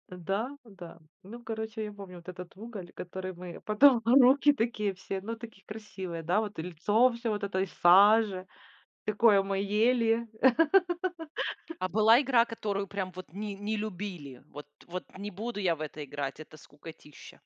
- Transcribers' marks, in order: laughing while speaking: "потом руки"; other background noise; laugh; tapping
- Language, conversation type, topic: Russian, podcast, Чем ты любил заниматься на улице в детстве?